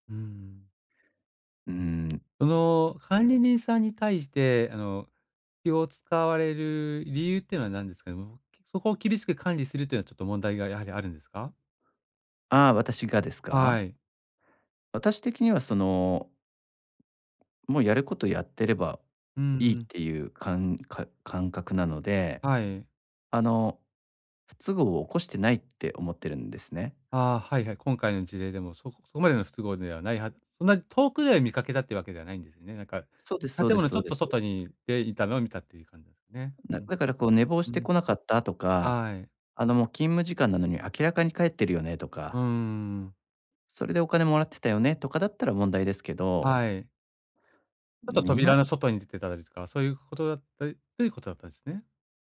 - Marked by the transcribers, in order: tapping
- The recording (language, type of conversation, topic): Japanese, advice, 職場で失った信頼を取り戻し、関係を再構築するにはどうすればよいですか？